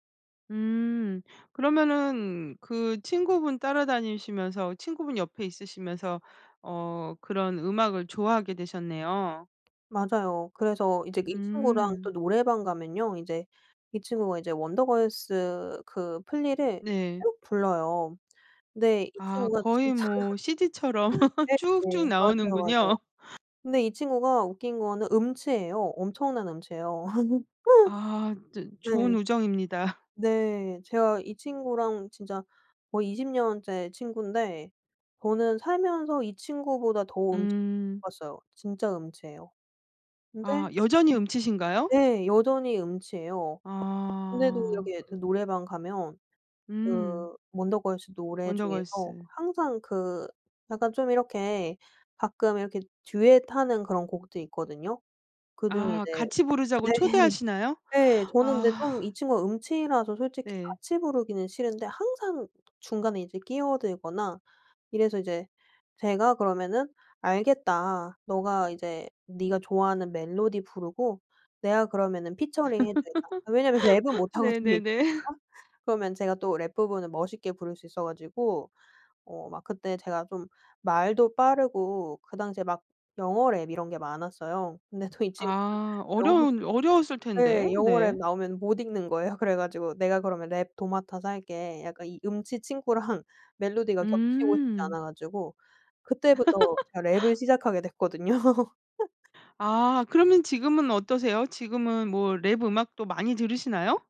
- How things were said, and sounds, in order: other background noise; tapping; laughing while speaking: "진짜"; laugh; laugh; unintelligible speech; laughing while speaking: "네"; laughing while speaking: "못하거든요"; laugh; laughing while speaking: "네네네"; laughing while speaking: "또"; laughing while speaking: "거예요"; laughing while speaking: "친구랑"; laugh; laughing while speaking: "됐거든요"; laugh
- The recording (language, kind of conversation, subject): Korean, podcast, 미디어(라디오, TV, 유튜브)가 너의 음악 취향을 어떻게 만들었어?